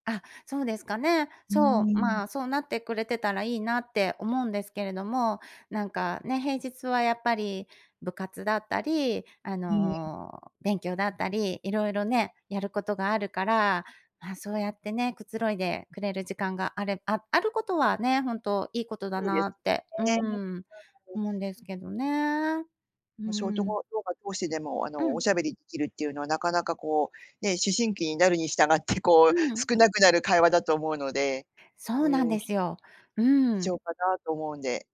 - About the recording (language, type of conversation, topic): Japanese, advice, 休日に生活リズムが乱れて月曜がつらい
- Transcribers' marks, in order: other background noise